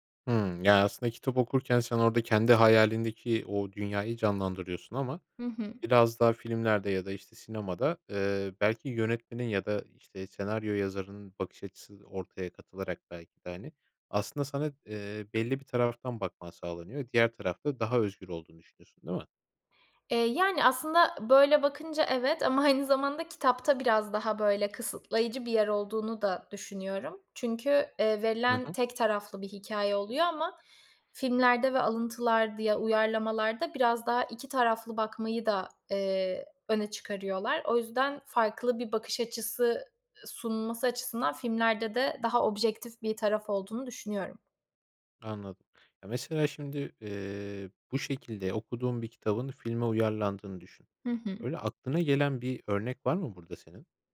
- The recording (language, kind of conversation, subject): Turkish, podcast, Kitap okumak ile film izlemek hikâyeyi nasıl değiştirir?
- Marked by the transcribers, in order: tapping; laughing while speaking: "aynı"